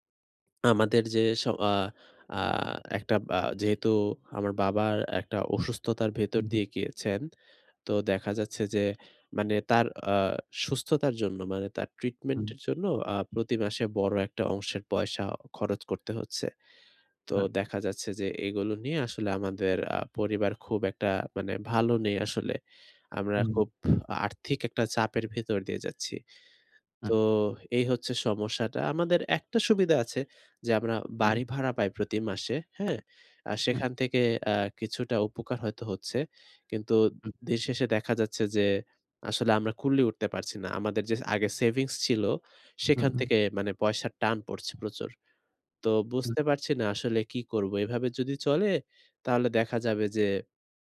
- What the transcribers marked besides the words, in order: horn
- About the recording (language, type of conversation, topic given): Bengali, advice, আর্থিক চাপ বেড়ে গেলে আমি কীভাবে মানসিক শান্তি বজায় রেখে তা সামলাতে পারি?